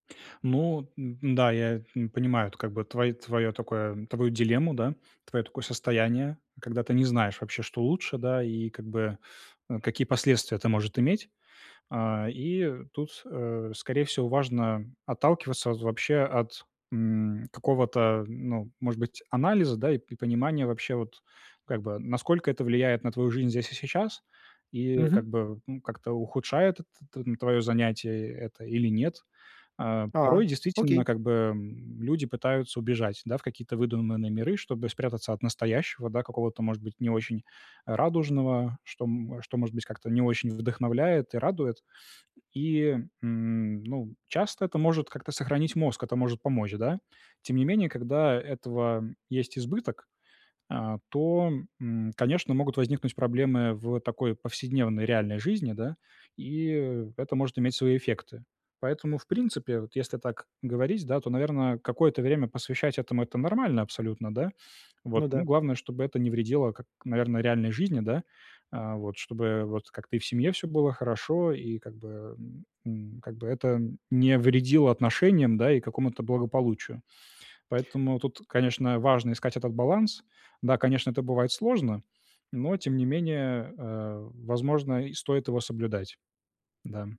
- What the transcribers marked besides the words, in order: none
- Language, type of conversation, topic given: Russian, advice, Как письмо может помочь мне лучше понять себя и свои чувства?